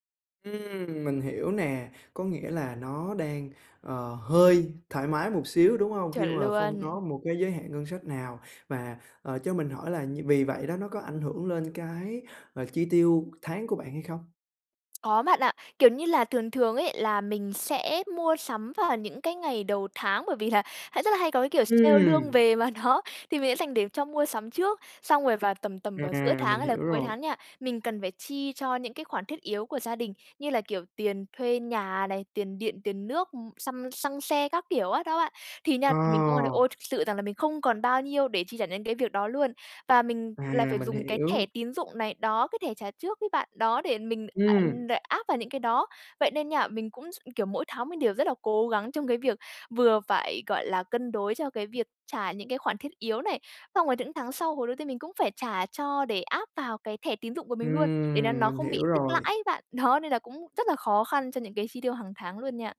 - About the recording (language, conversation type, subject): Vietnamese, advice, Làm thế nào để ưu tiên chất lượng hơn số lượng khi mua sắm?
- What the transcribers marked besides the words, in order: other background noise; tapping; laughing while speaking: "mà nó"